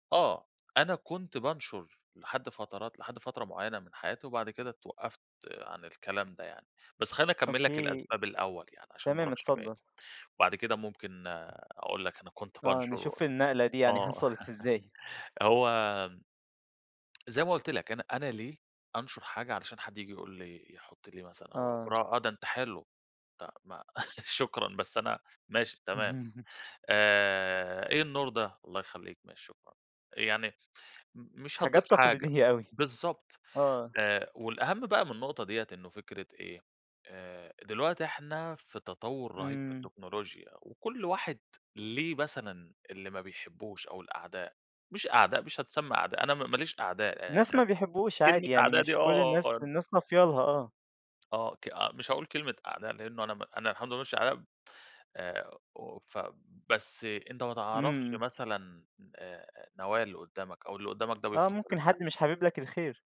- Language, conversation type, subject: Arabic, podcast, إيه رأيك في إنك تشارك تفاصيل حياتك على السوشيال ميديا؟
- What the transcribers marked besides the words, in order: tapping; laugh; laugh; chuckle; laughing while speaking: "تقليدية"; unintelligible speech